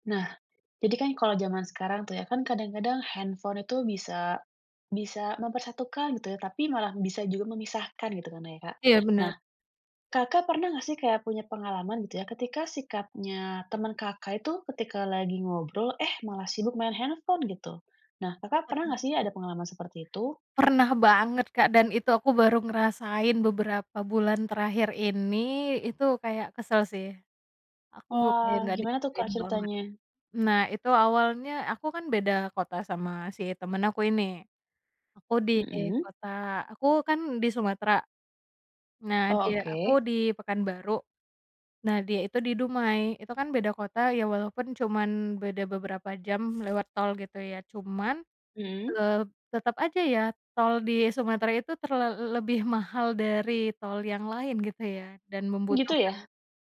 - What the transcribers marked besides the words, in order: tapping; other background noise
- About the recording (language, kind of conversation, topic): Indonesian, podcast, Bagaimana sikapmu saat teman sibuk bermain ponsel ketika sedang mengobrol?